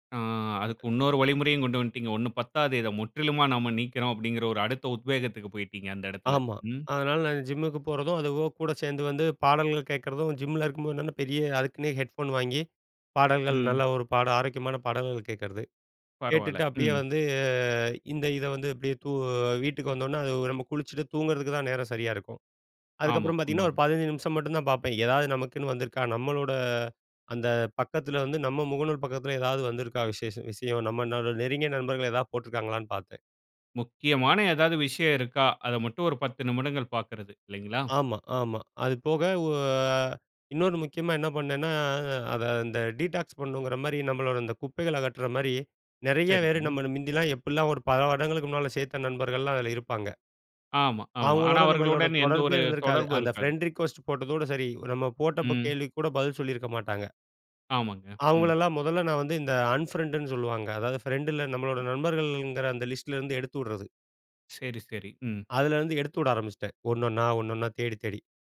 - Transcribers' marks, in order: other noise; drawn out: "வந்து"; in English: "டீடாக்ஸ்"; in English: "பிரெண்ட் ரிக்வெஸ்ட்"; in English: "அன் பிரெண்ட்ன்னு"
- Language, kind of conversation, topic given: Tamil, podcast, சமூக ஊடகத்தை கட்டுப்படுத்துவது உங்கள் மனநலத்துக்கு எப்படி உதவுகிறது?